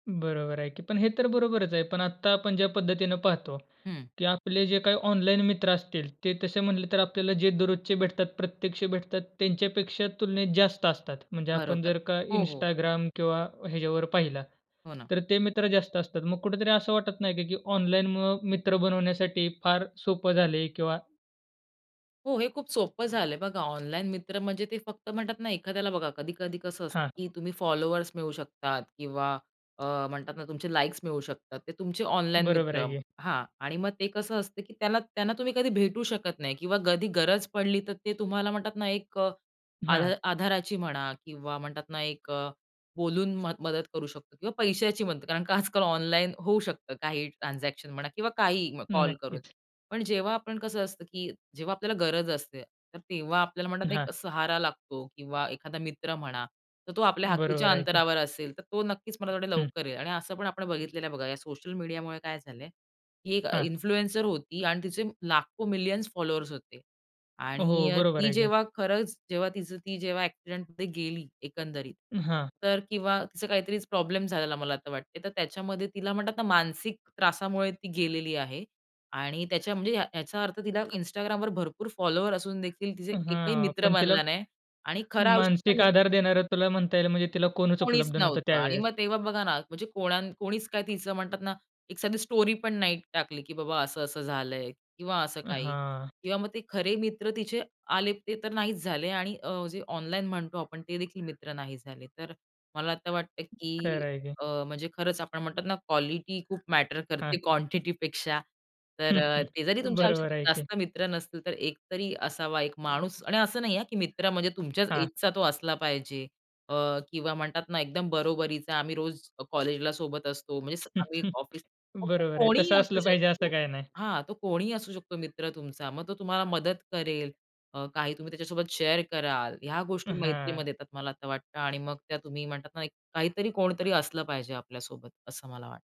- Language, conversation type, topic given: Marathi, podcast, ऑनलाइन आणि प्रत्यक्ष मैत्रीतला सर्वात मोठा फरक काय आहे?
- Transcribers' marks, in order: other background noise; tapping; in English: "इन्फ्लुएन्सर"; unintelligible speech; in English: "स्टोरीपण"; chuckle; in English: "एजचा"; chuckle; in English: "शेअर"